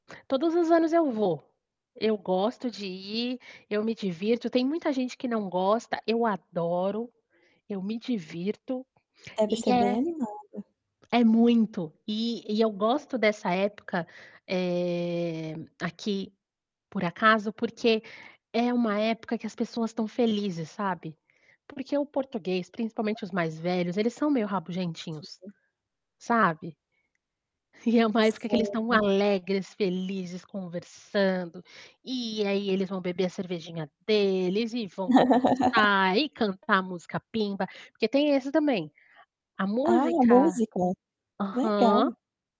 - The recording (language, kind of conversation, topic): Portuguese, podcast, Que costume local te deixou curioso ou encantado?
- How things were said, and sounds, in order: other background noise; tapping; distorted speech; chuckle